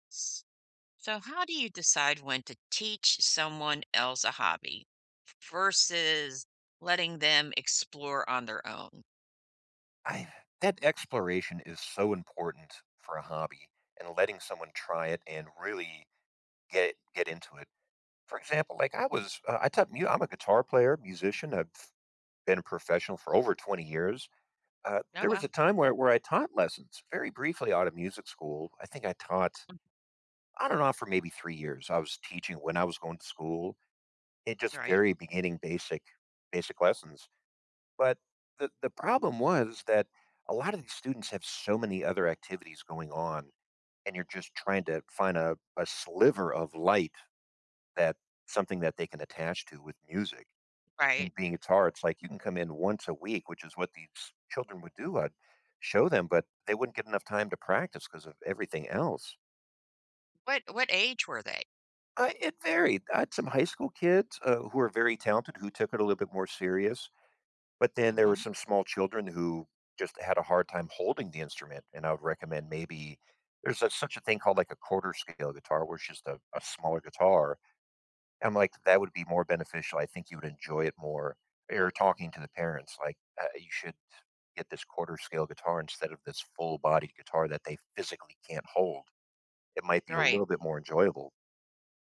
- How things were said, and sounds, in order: other noise
- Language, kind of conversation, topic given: English, unstructured, When should I teach a friend a hobby versus letting them explore?